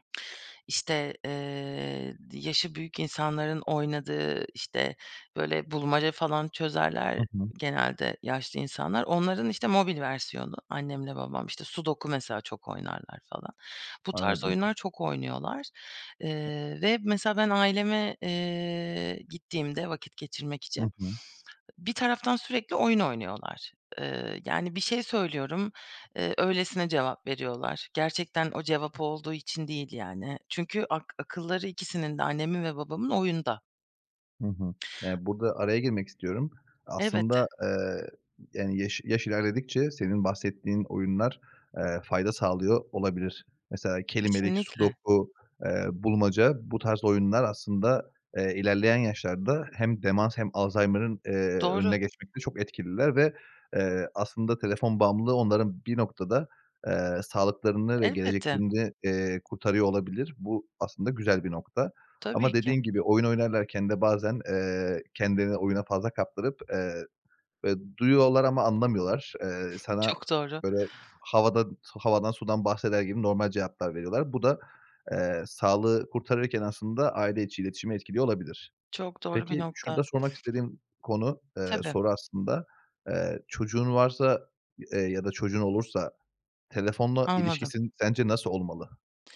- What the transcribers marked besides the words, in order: other background noise; tapping
- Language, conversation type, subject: Turkish, podcast, Telefon olmadan bir gün geçirsen sence nasıl olur?